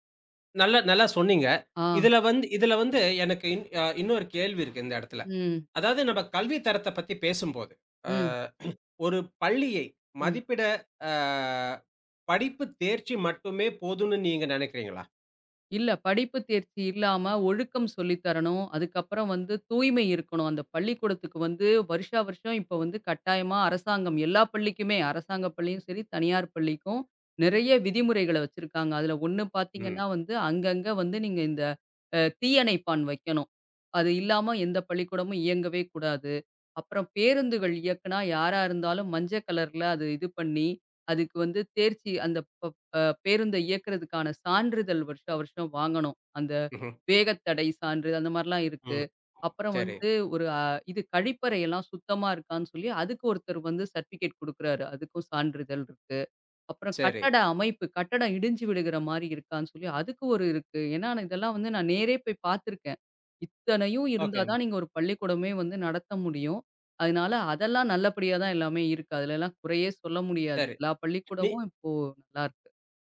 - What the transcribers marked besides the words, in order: throat clearing; drawn out: "அ"; other noise; in English: "சர்டிபிகேட்"
- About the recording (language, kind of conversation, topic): Tamil, podcast, அரசுப் பள்ளியா, தனியார் பள்ளியா—உங்கள் கருத்து என்ன?